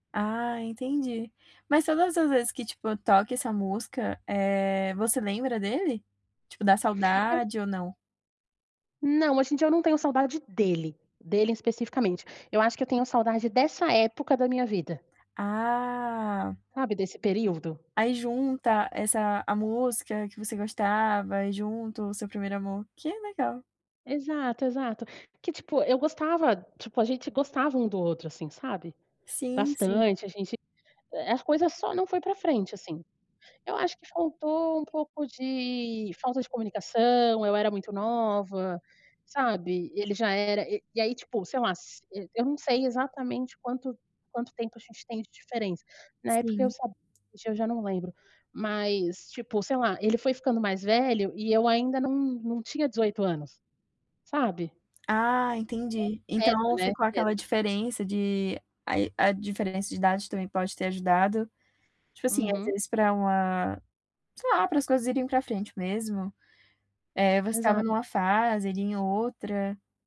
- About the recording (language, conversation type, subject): Portuguese, podcast, Que faixa marcou seu primeiro amor?
- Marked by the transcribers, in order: drawn out: "Ah"; tapping; other background noise